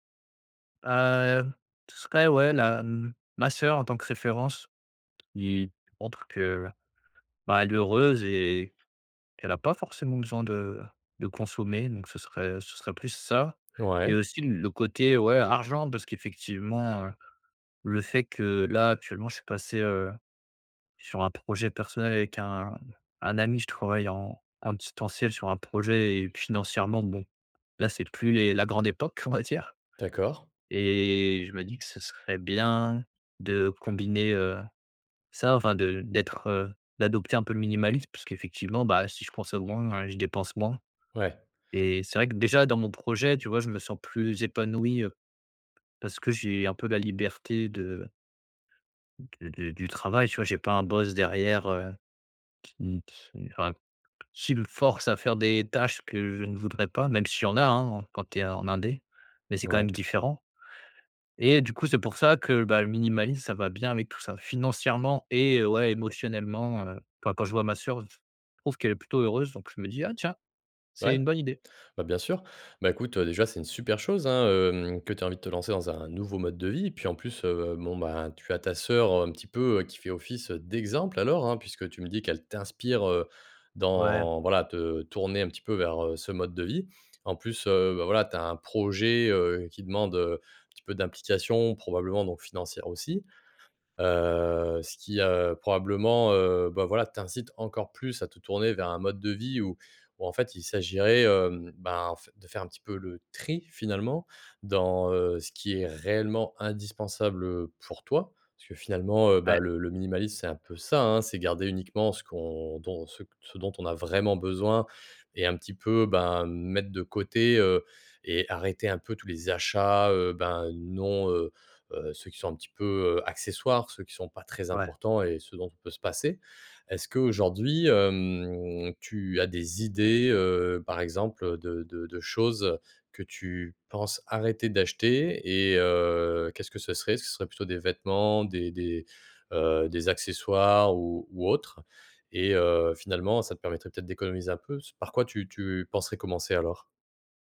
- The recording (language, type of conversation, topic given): French, advice, Comment adopter le minimalisme sans avoir peur de manquer ?
- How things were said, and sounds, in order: tapping; other background noise; drawn out: "Et"; "minimalisme" said as "minimalis"; stressed: "d'exemple"; stressed: "t'inspire"; stressed: "tri"; stressed: "réellement"; "minimalisme" said as "minimalisse"; drawn out: "hem"